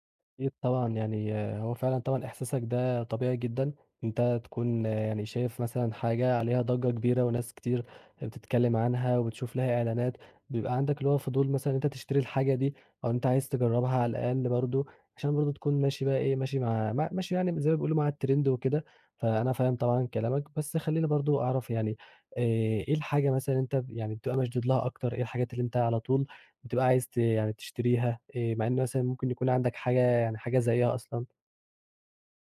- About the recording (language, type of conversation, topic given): Arabic, advice, إزاي أفرّق بين اللي محتاجه واللي نفسي فيه قبل ما أشتري؟
- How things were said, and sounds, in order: other background noise; in English: "الtrend"